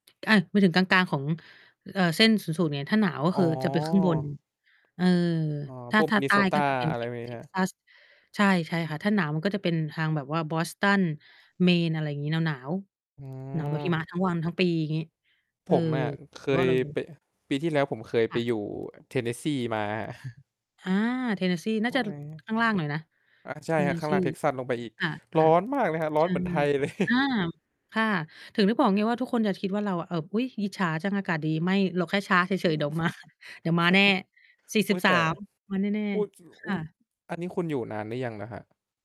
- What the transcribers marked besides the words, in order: distorted speech; mechanical hum; chuckle; tapping; chuckle; other noise; chuckle; laughing while speaking: "มา"
- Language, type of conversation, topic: Thai, unstructured, การออกกำลังกายช่วยเปลี่ยนแปลงชีวิตของคุณอย่างไร?
- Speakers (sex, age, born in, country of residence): female, 30-34, Thailand, United States; male, 20-24, Thailand, Thailand